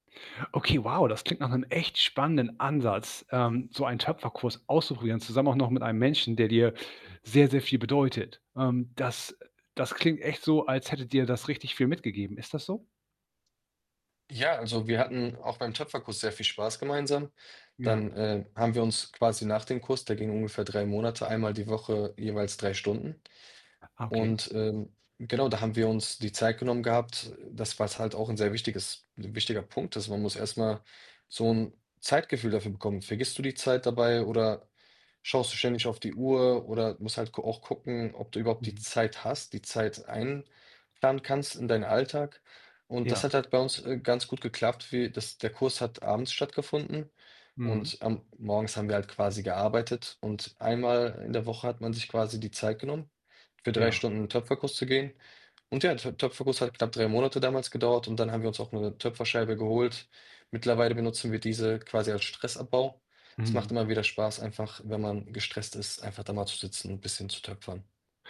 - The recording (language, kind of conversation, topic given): German, podcast, Wie findest du heraus, ob ein neues Hobby zu dir passt?
- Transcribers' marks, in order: static; other background noise